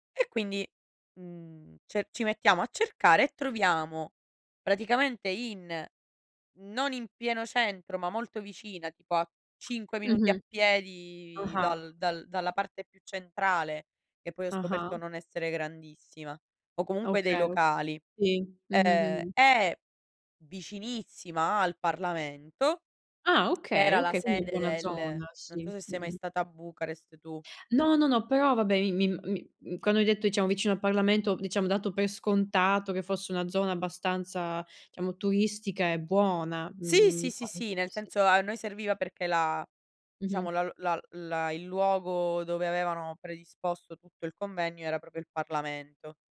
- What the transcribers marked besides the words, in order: "diciamo" said as "iciamo"; "diciamo" said as "ciamo"; "proprio" said as "propio"
- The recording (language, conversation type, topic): Italian, unstructured, Qual è la cosa più disgustosa che hai visto in un alloggio?